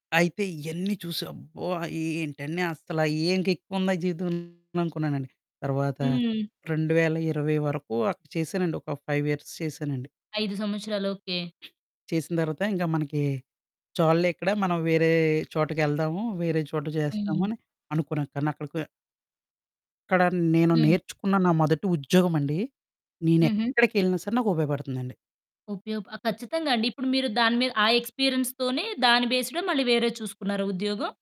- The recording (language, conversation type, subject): Telugu, podcast, మీ మొదటి ఉద్యోగం మీ జీవితాన్ని ఎలా మార్చింది?
- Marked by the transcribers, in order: distorted speech; in English: "ఫైవ్ ఇయర్స్"; other background noise; in English: "ఎక్స్‌పీరియన్స్"